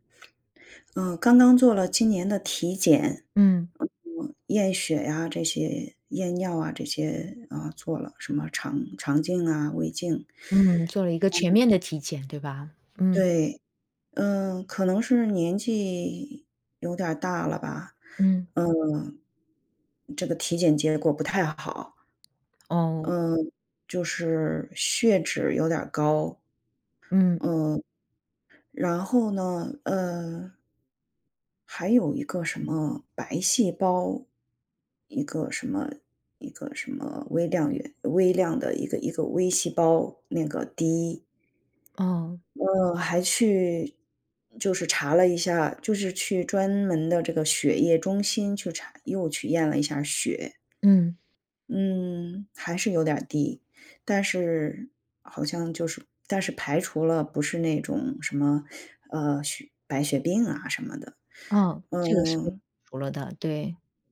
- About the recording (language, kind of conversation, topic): Chinese, advice, 你最近出现了哪些身体健康变化，让你觉得需要调整生活方式？
- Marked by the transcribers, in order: other background noise; teeth sucking